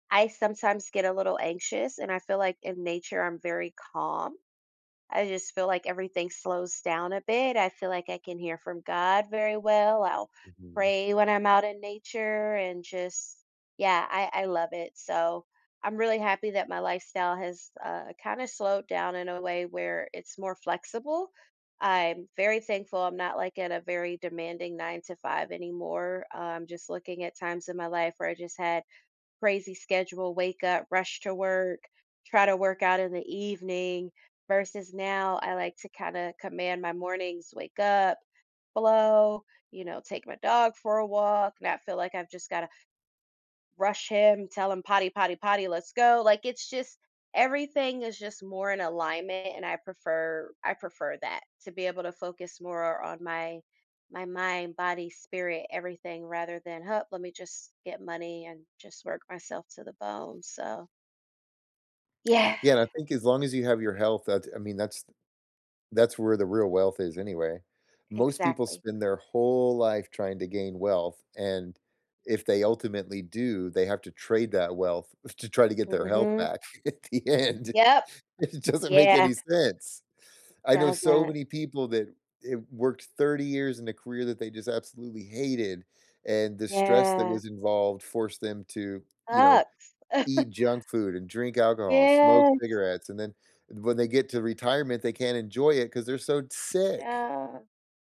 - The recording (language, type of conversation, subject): English, unstructured, How do you make time for movement during a day that feels overloaded with obligations?
- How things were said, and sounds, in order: tapping; laughing while speaking: "at the end. It doesn't"; other background noise; drawn out: "Yeah"; chuckle; drawn out: "Yes"; "sick" said as "tsick"